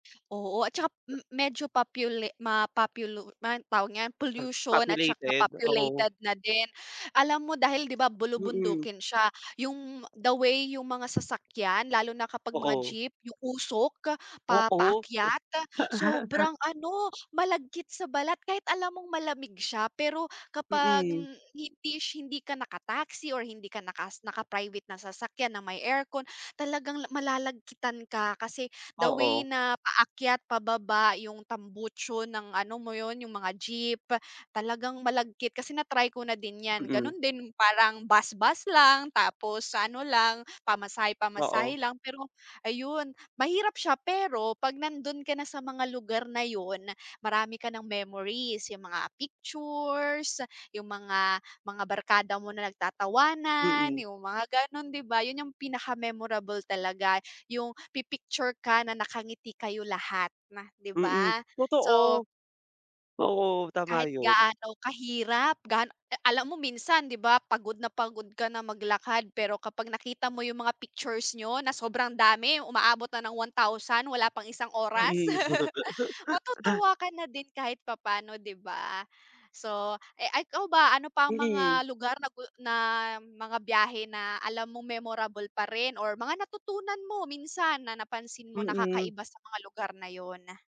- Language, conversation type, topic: Filipino, unstructured, Ano ang mga kuwentong gusto mong ibahagi tungkol sa iyong mga paglalakbay?
- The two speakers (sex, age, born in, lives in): female, 25-29, Philippines, Philippines; male, 25-29, Philippines, Philippines
- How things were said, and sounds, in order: other background noise; tapping; chuckle; laugh